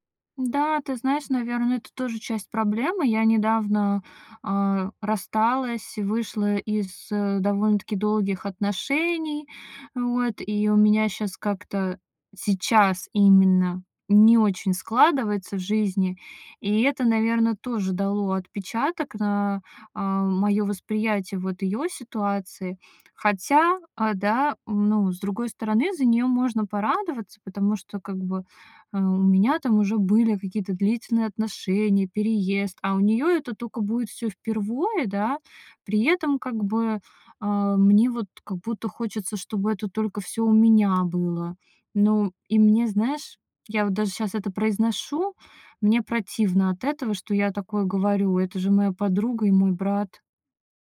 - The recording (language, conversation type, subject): Russian, advice, Почему я завидую успехам друга в карьере или личной жизни?
- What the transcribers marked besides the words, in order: tapping